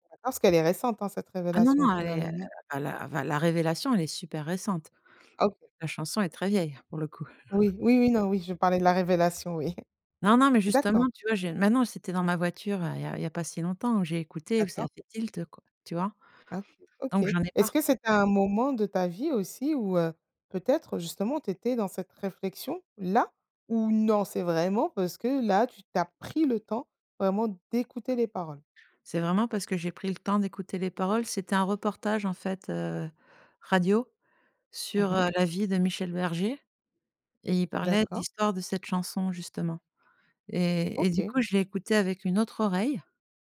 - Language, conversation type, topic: French, podcast, Quelle chanson aimerais-tu faire écouter à quelqu’un pour lui raconter ta vie ?
- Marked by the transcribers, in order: chuckle; other background noise; tapping; stressed: "là"